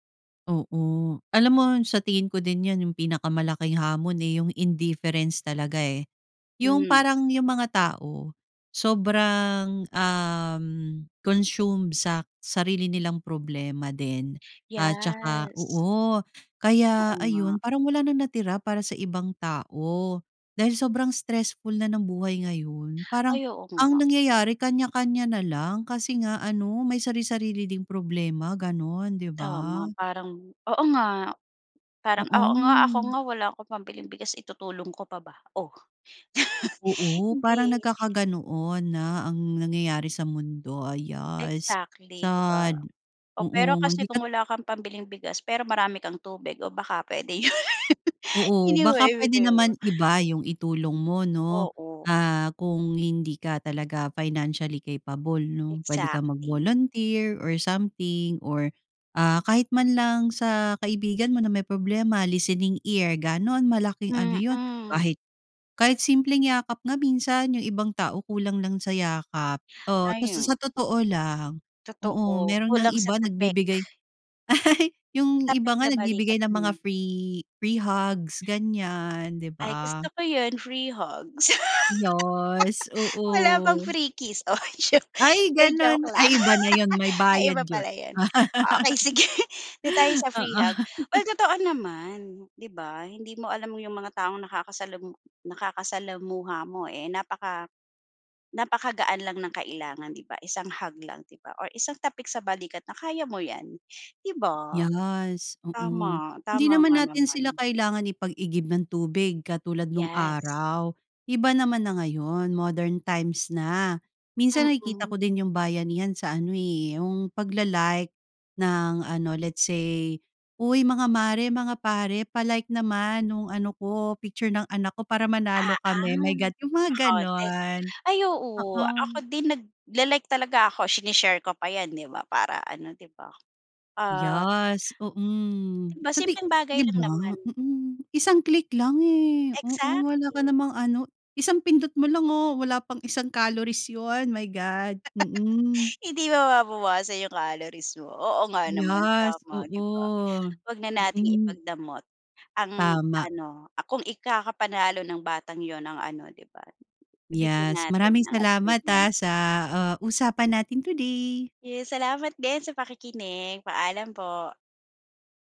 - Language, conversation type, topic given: Filipino, podcast, Ano ang ibig sabihin ng bayanihan para sa iyo, at bakit?
- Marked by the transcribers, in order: "Yes" said as "Yas"; chuckle; "Yes" said as "Yas"; laugh; in English: "financially capable"; in English: "listening ear"; chuckle; in English: "free free hugs"; other background noise; in English: "free hugs"; laugh; drawn out: "Yas"; "Yes" said as "Yas"; in English: "free kiss?"; laugh; laughing while speaking: "okey sige"; in English: "free hug"; laugh; "Yes" said as "Yas"; in English: "modern times"; "Yes" said as "Yas"; tapping; chuckle; "Yes" said as "Yas"; "Yes" said as "Yas"